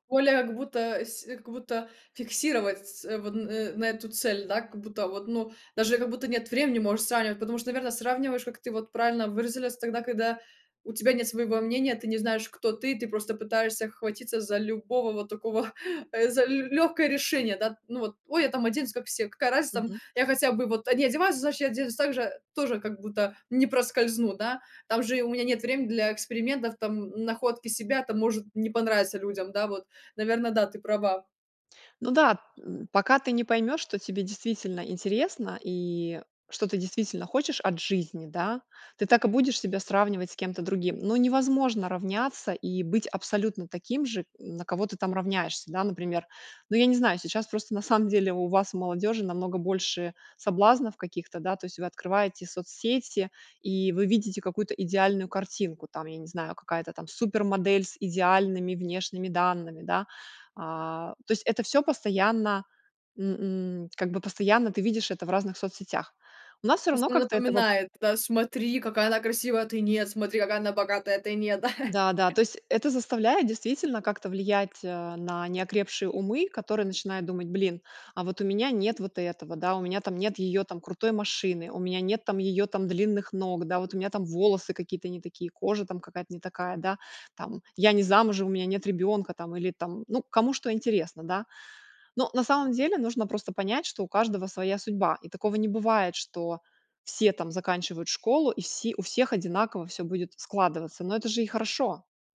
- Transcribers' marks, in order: "выразилась" said as "выразилясь"; chuckle; laugh
- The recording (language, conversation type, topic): Russian, podcast, Что помогает тебе не сравнивать себя с другими?